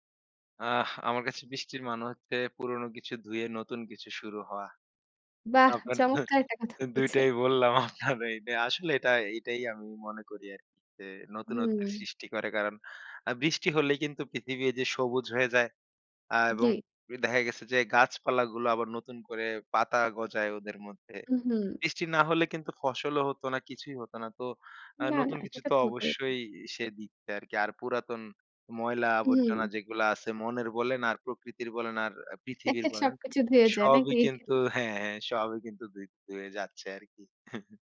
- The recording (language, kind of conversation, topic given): Bengali, podcast, বৃষ্টিতে ঘুরে ভিজে এসে যে অনুভূতি হয়, সেটা কেমন লাগে?
- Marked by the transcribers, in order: tapping; other background noise; laughing while speaking: "দুই টাই বললাম। আপনার এইটা"; tsk; chuckle; chuckle; chuckle